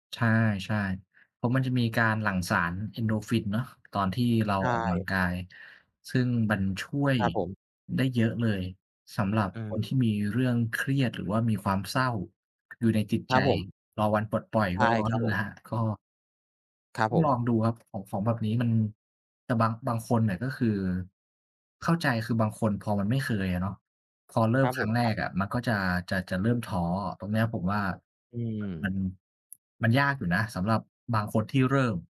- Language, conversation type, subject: Thai, unstructured, การออกกำลังกายช่วยลดความเครียดได้จริงไหม?
- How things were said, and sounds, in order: tapping; unintelligible speech